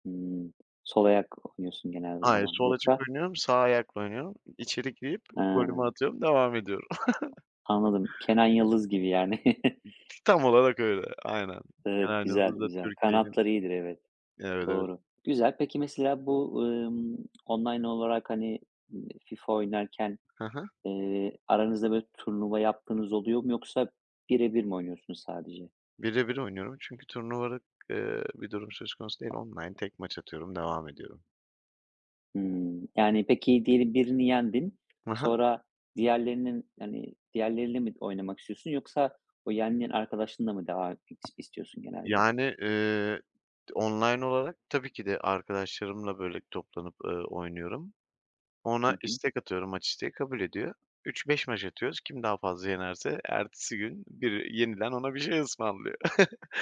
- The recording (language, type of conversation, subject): Turkish, podcast, Oyun oynarken arkadaşlarınla nasıl iş birliği yaparsın?
- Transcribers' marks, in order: tapping; chuckle; chuckle; other noise; other background noise; chuckle